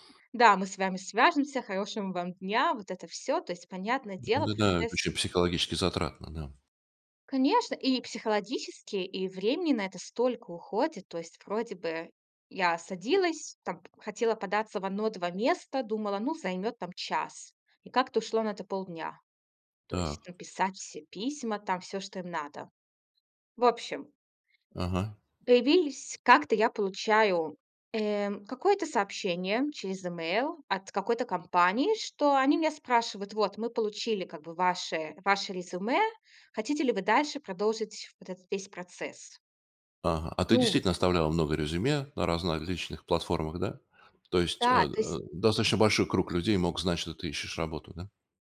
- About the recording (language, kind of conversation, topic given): Russian, podcast, Как ты проверяешь новости в интернете и где ищешь правду?
- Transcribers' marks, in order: tapping; other background noise